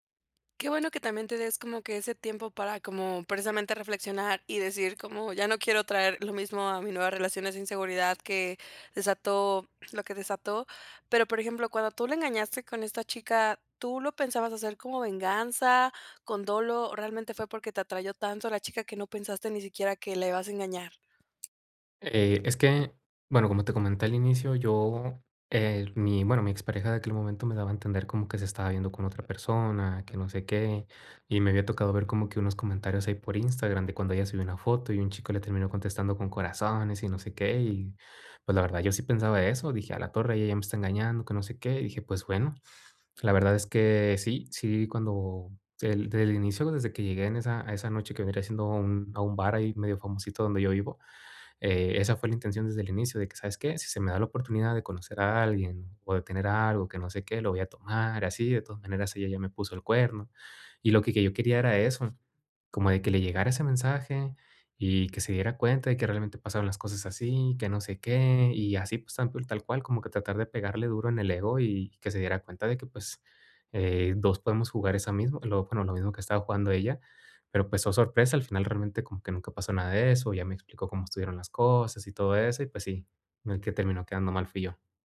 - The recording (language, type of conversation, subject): Spanish, advice, ¿Cómo puedo aprender de mis errores sin culparme?
- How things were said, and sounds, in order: tapping; "atrajo" said as "atrayó"